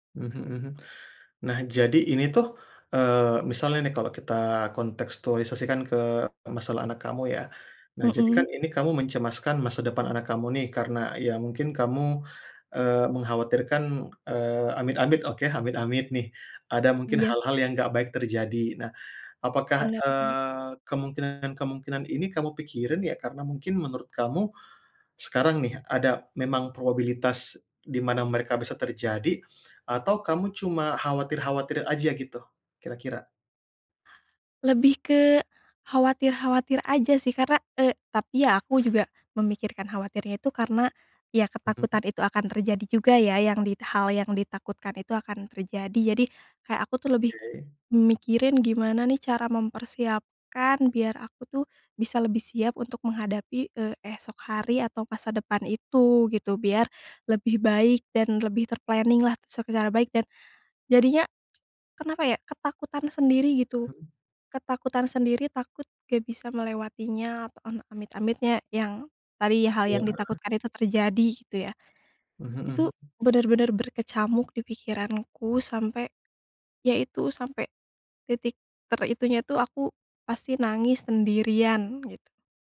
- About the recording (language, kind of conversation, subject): Indonesian, advice, Bagaimana cara mengatasi sulit tidur karena pikiran stres dan cemas setiap malam?
- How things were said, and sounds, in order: "probabilitas" said as "probilitas"; in English: "ter-planning"; tapping